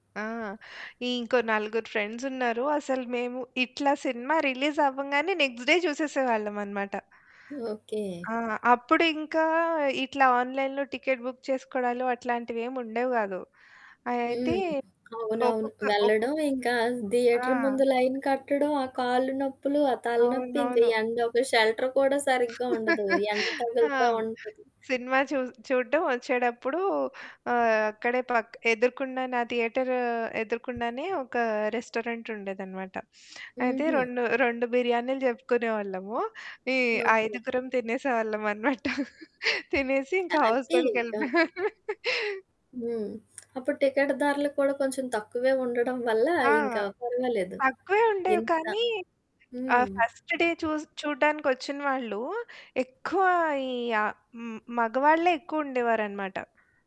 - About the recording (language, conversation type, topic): Telugu, podcast, సినిమాలు, పాటలు మీకు ఎలా స్ఫూర్తి ఇస్తాయి?
- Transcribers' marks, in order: in English: "రిలీజ్"; in English: "నెక్స్ట్ డే"; in English: "ఆన్‌లైన్‌లో టికెట్ బుక్"; in English: "థియేటర్"; in English: "లైన్"; other background noise; in English: "షెల్టర్"; laugh; in English: "రెస్టారెంట్"; chuckle; in English: "హ్యాపీ"; laugh; in English: "ఫస్ట్ డే"